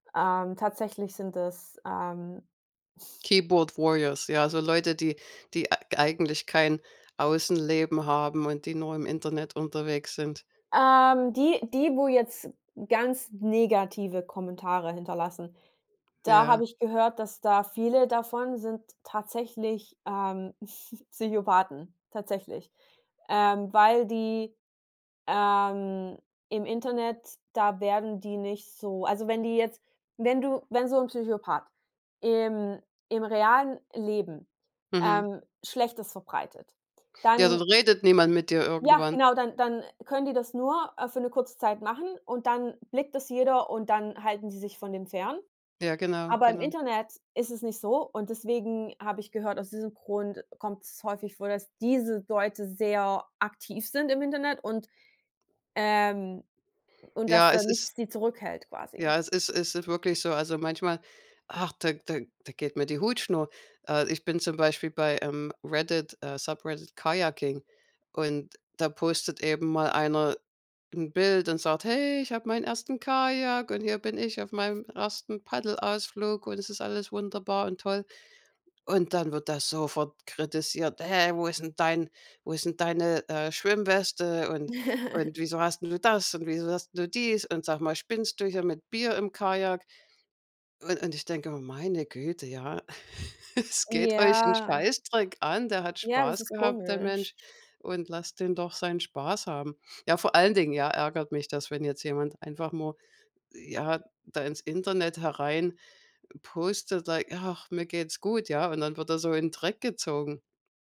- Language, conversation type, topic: German, unstructured, Findest du, dass soziale Netzwerke unsere Kommunikation verbessern oder verschlechtern?
- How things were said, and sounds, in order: in English: "Keyboard warriors"; giggle; stressed: "diese"; other background noise; put-on voice: "Hey, ich hab meinen ersten Kajak"; put-on voice: "Hä, wo ist 'n dein … Bier im Kajak?"; laugh; laugh; drawn out: "Ja"; in English: "like"